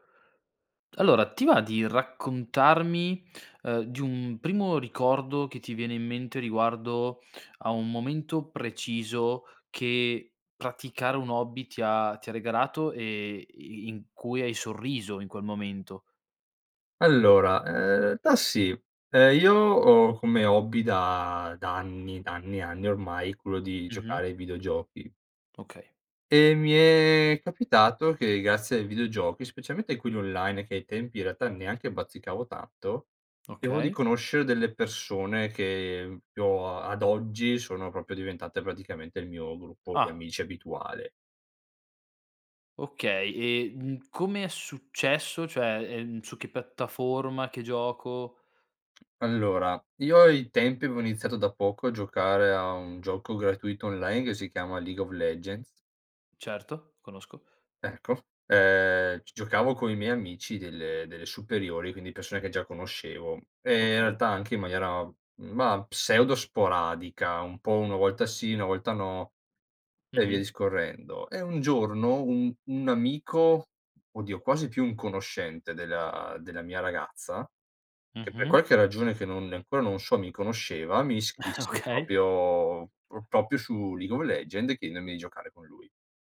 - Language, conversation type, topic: Italian, podcast, Quale hobby ti ha regalato amici o ricordi speciali?
- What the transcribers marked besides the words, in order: "realtà" said as "ltà"; unintelligible speech; "proprio" said as "popio"; "proprio" said as "propio"; tapping; "Ecco" said as "Eccof"; "iscrisse" said as "ischisse"; "proprio" said as "propio"; chuckle; laughing while speaking: "Okay"; "proprio" said as "propio"; "chiedendomi" said as "chienenomi"